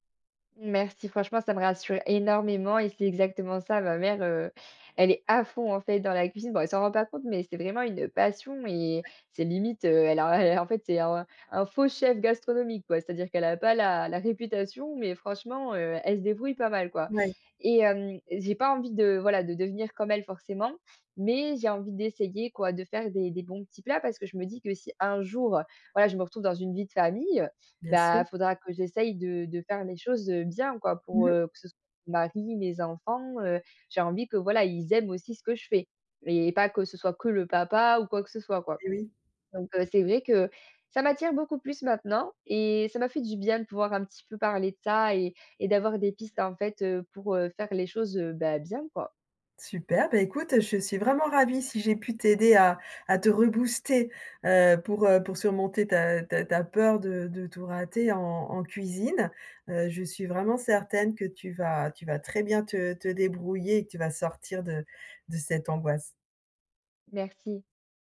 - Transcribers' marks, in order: stressed: "à fond"; stressed: "passion"; laughing while speaking: "et"; stressed: "rebooster"
- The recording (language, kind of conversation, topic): French, advice, Comment puis-je surmonter ma peur d’échouer en cuisine et commencer sans me sentir paralysé ?
- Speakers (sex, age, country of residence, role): female, 20-24, France, user; female, 55-59, France, advisor